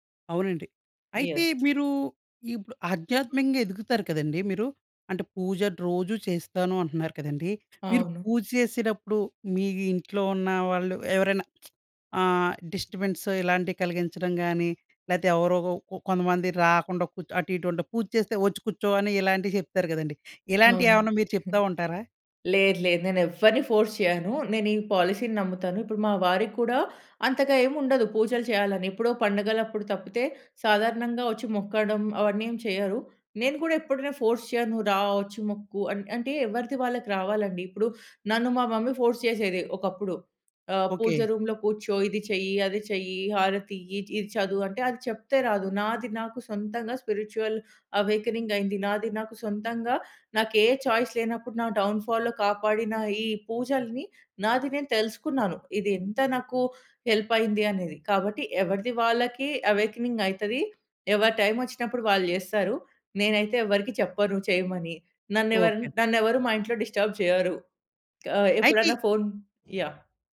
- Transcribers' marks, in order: in English: "యెస్"; other background noise; lip smack; in English: "డిస్టర్బెన్స్"; chuckle; in English: "ఫోర్స్"; in English: "పాలిసీ‌ని"; in English: "ఫోర్స్"; in English: "మమ్మీ ఫోర్స్"; in English: "స్పిరిచ్యువల్ అవేకెనింగ్"; in English: "చాయిస్"; in English: "డౌన్‌ఫాల్‌లో"; in English: "హెల్ప్"; in English: "అవేకెనింగ్"; in English: "డిస్టర్బ్"
- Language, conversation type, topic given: Telugu, podcast, ఉదయం మీరు పూజ లేదా ధ్యానం ఎలా చేస్తారు?